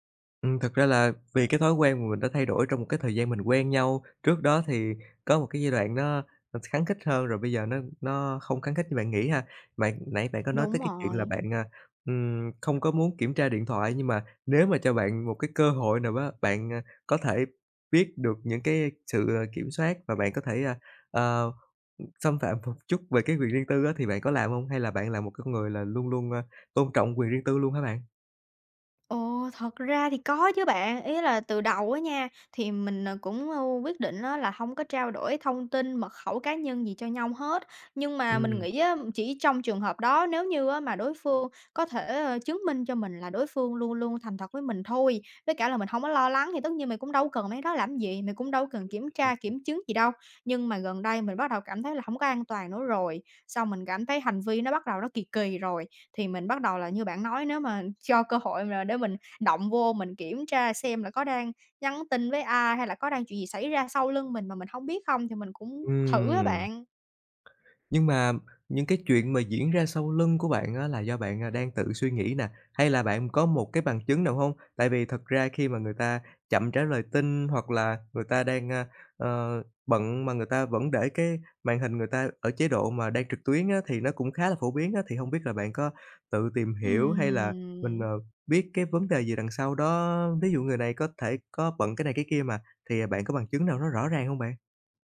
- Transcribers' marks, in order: tapping; other background noise
- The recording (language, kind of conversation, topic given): Vietnamese, advice, Làm sao đối diện với cảm giác nghi ngờ hoặc ghen tuông khi chưa có bằng chứng rõ ràng?